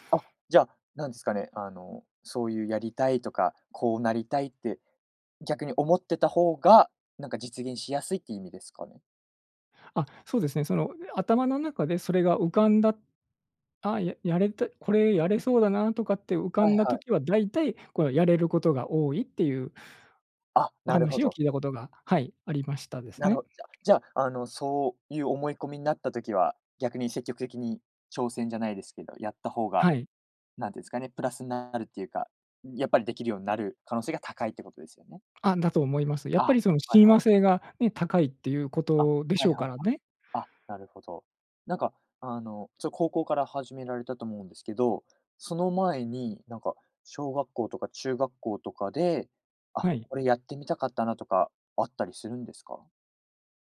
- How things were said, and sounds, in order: tapping; other background noise
- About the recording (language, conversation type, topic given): Japanese, podcast, 音楽と出会ったきっかけは何ですか？